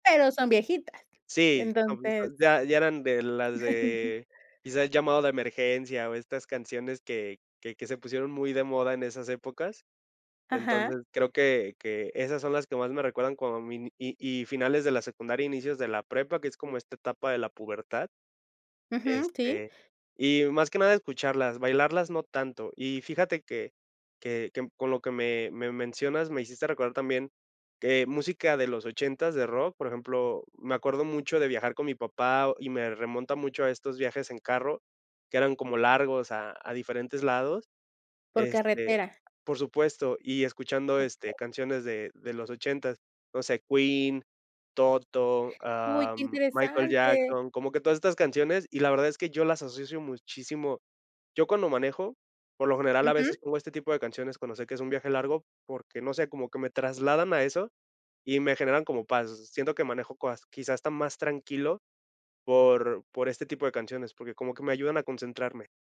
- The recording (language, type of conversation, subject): Spanish, podcast, ¿Qué te hace volver a escuchar canciones antiguas?
- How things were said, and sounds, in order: unintelligible speech; chuckle